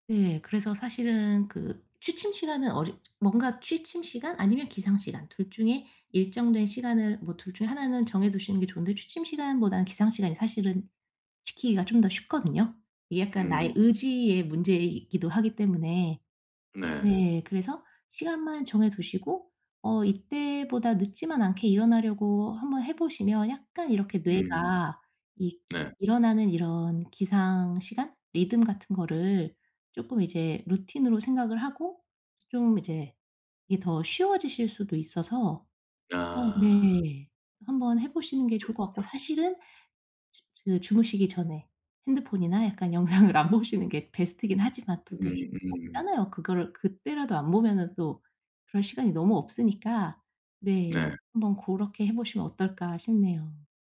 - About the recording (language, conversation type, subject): Korean, advice, 취침 시간과 기상 시간을 더 규칙적으로 유지하려면 어떻게 해야 할까요?
- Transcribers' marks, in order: in English: "루틴으로"; other background noise; laughing while speaking: "영상을 안 보시는 게"; in English: "베스트긴"